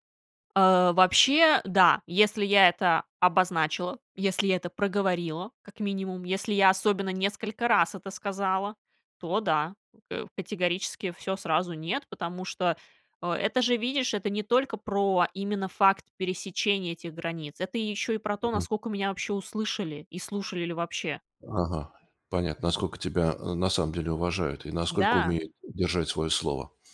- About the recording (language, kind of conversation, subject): Russian, podcast, Как понять, что пора заканчивать отношения?
- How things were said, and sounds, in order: other background noise; tapping